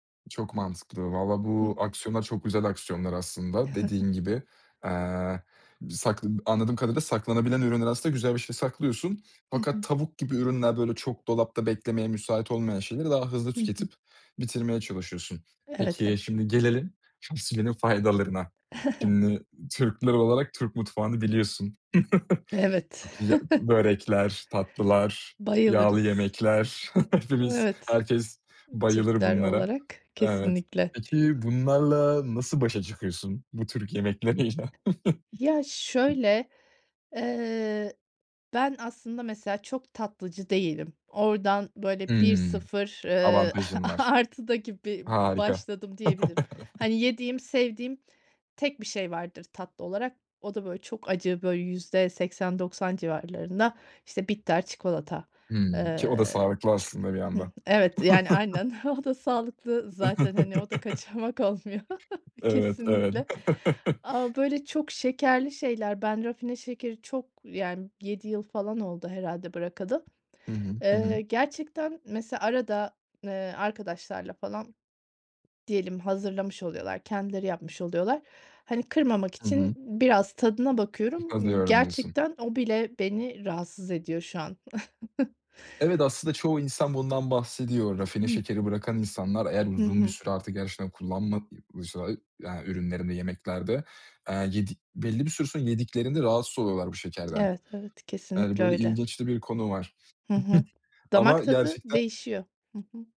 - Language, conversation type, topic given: Turkish, podcast, Beslenme alışkanlıklarını nasıl dengeliyorsun ve nelere dikkat ediyorsun?
- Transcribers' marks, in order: other background noise; chuckle; chuckle; tapping; other noise; chuckle; chuckle; chuckle; laughing while speaking: "Hepimiz"; laughing while speaking: "Türk yemekleriyle?"; stressed: "şöyle"; chuckle; laughing while speaking: "a-artı da"; chuckle; laughing while speaking: "O da"; laughing while speaking: "kaçamak olmuyor"; chuckle; chuckle; throat clearing; giggle